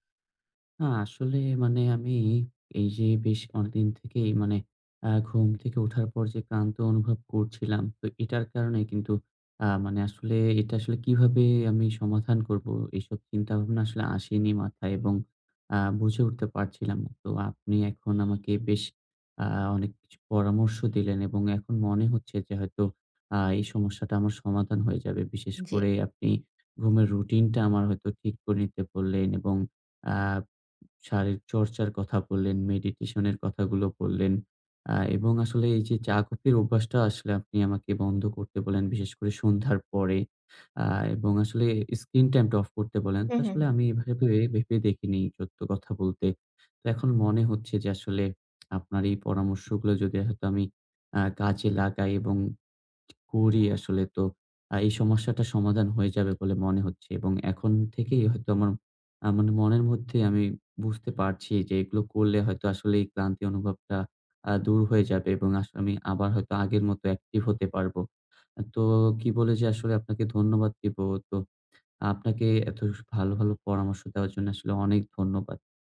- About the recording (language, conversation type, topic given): Bengali, advice, ঘুম থেকে ওঠার পর কেন ক্লান্ত লাগে এবং কীভাবে আরো তরতাজা হওয়া যায়?
- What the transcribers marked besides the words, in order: horn; tapping; other background noise